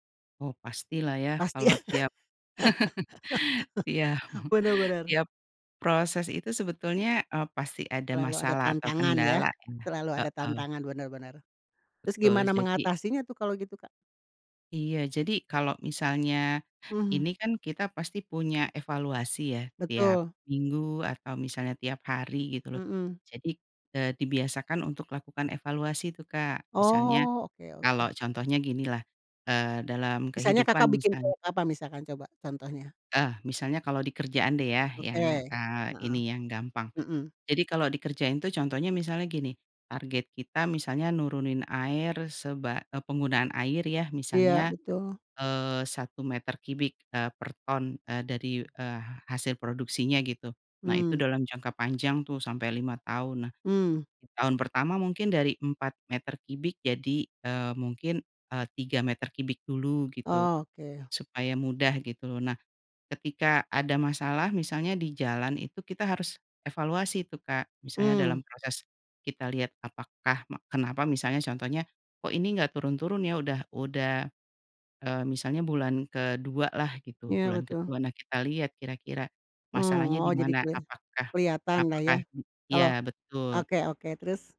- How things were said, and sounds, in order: chuckle; laugh; laughing while speaking: "tiap"; tapping
- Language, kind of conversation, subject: Indonesian, podcast, Apa yang kamu lakukan agar rencana jangka panjangmu tidak hanya menjadi angan-angan?